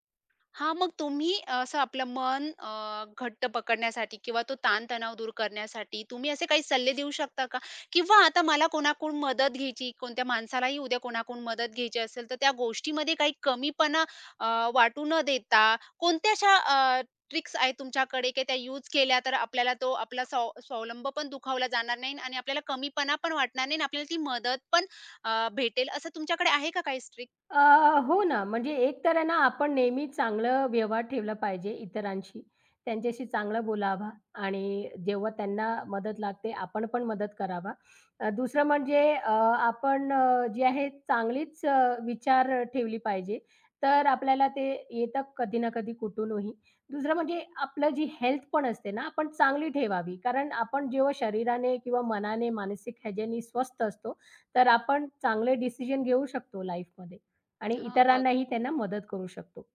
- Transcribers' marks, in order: other background noise; "ट्रिक" said as "स्ट्रिक"; tapping; in English: "लाईफमध्ये"
- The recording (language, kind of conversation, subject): Marathi, podcast, मदत मागताना वाटणारा संकोच आणि अहंभाव कमी कसा करावा?